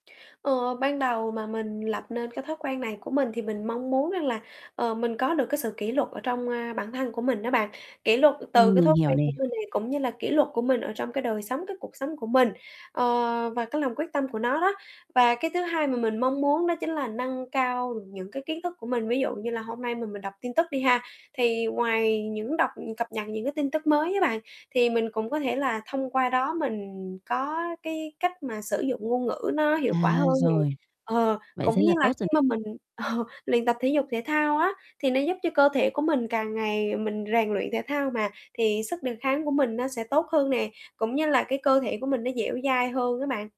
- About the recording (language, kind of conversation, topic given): Vietnamese, advice, Làm sao để xây dựng thói quen tích cực mỗi ngày?
- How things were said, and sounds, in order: distorted speech; laughing while speaking: "ờ"; tapping